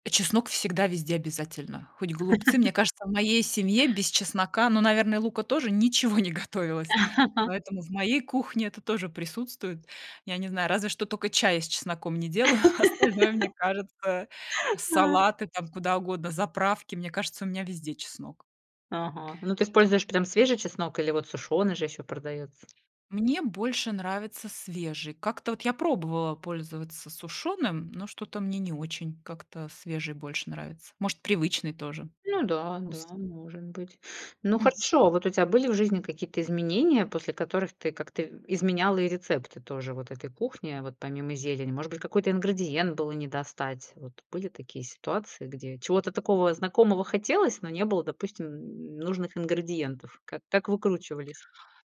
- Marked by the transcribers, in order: laugh; laugh; laughing while speaking: "не готовилось"; laugh; chuckle
- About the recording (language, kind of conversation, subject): Russian, podcast, Какие блюда в вашей семье связаны с традициями и почему именно они?